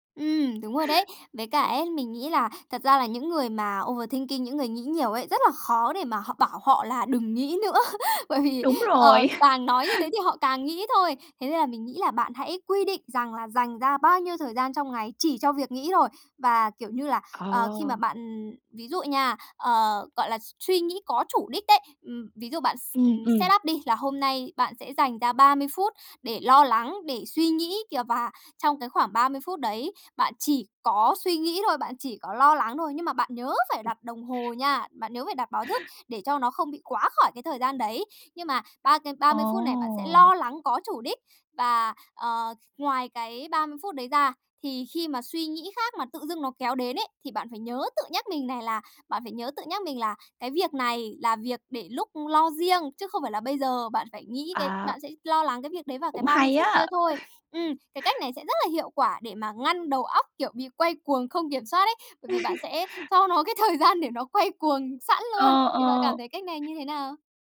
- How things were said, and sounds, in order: in English: "overthinking"; laughing while speaking: "nữa!"; laugh; other background noise; in English: "set up"; tapping; laugh; laugh; laughing while speaking: "thời gian để nó quay cuồng sẵn luôn"
- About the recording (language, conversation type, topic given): Vietnamese, advice, Làm sao để dừng lại khi tôi bị cuốn vào vòng suy nghĩ tiêu cực?